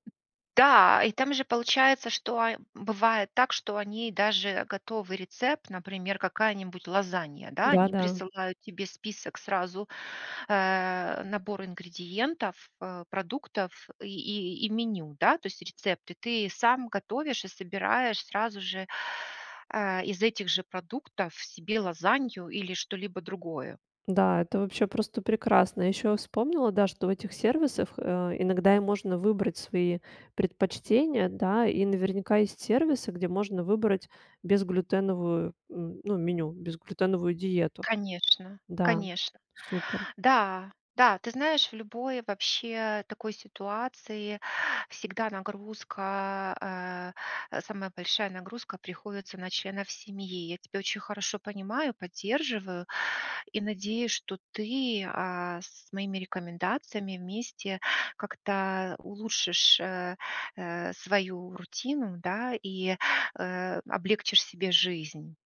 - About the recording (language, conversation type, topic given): Russian, advice, Какое изменение в вашем здоровье потребовало от вас новой рутины?
- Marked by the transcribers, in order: tapping